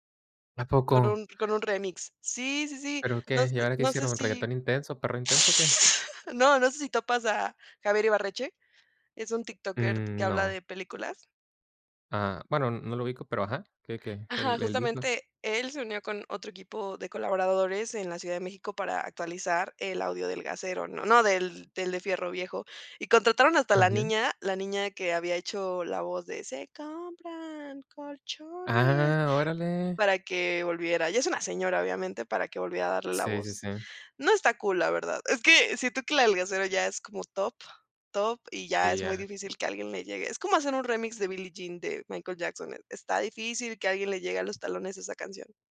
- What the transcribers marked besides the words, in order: laugh; singing: "se compran colchones"; other background noise
- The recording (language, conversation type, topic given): Spanish, podcast, ¿Qué canción sería la banda sonora de tu infancia?